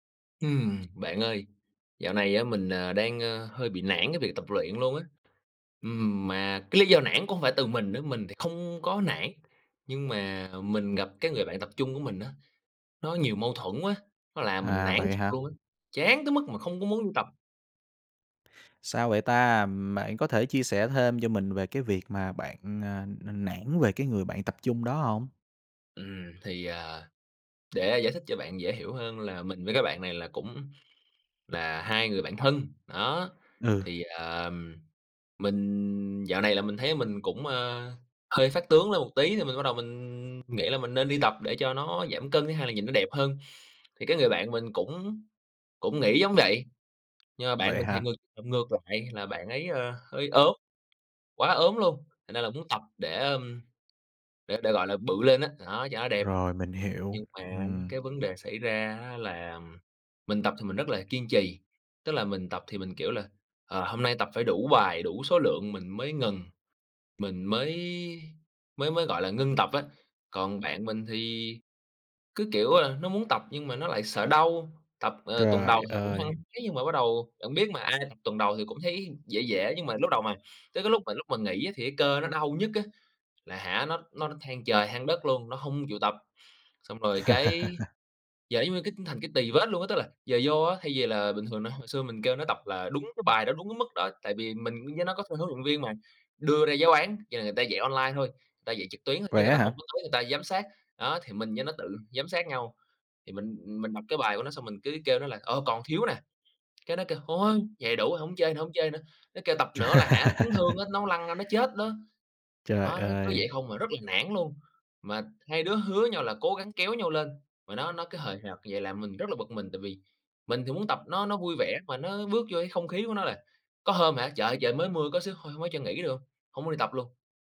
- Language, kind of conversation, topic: Vietnamese, advice, Làm thế nào để xử lý mâu thuẫn với bạn tập khi điều đó khiến bạn mất hứng thú luyện tập?
- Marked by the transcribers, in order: tapping; other background noise; laugh; laugh